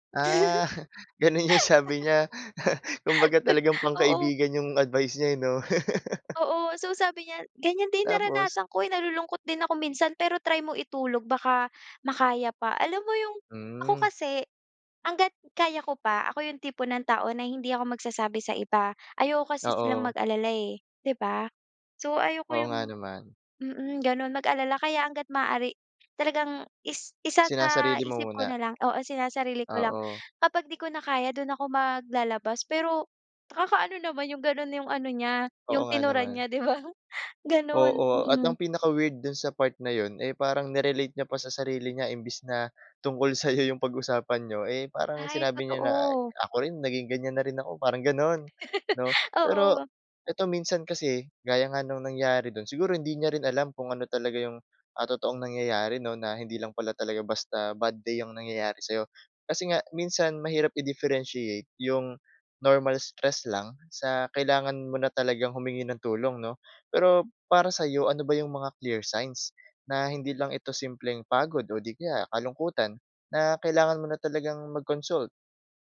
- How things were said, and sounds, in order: laughing while speaking: "Ah, gano'n yung sabi niya kumbaga talagang pangkaibigan 'yong advice niya 'no?"; laugh; other background noise; tongue click; tapping; laughing while speaking: "di ba?"; in English: "weird"; chuckle; in English: "i-differenciate"; in English: "normal stress"; in English: "clear signs"
- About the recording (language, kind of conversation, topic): Filipino, podcast, Paano mo malalaman kung oras na para humingi ng tulong sa doktor o tagapayo?